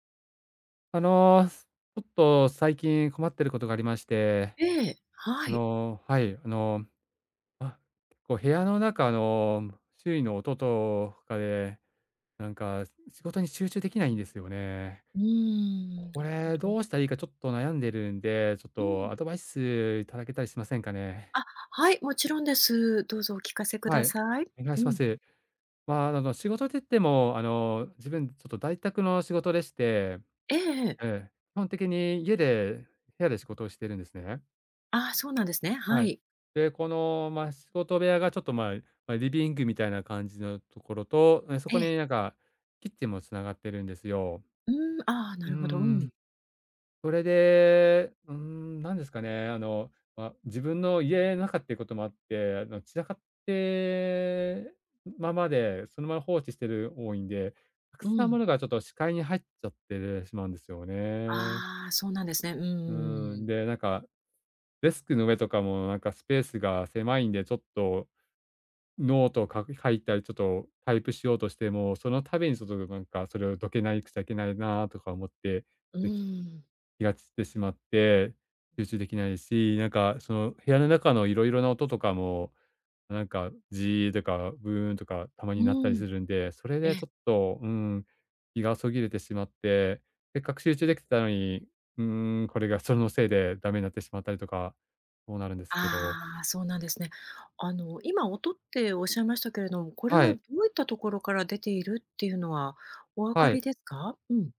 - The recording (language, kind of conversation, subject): Japanese, advice, 周りの音や散らかった部屋など、集中を妨げる環境要因を減らしてもっと集中するにはどうすればよいですか？
- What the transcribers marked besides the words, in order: "途切れて" said as "そぎれて"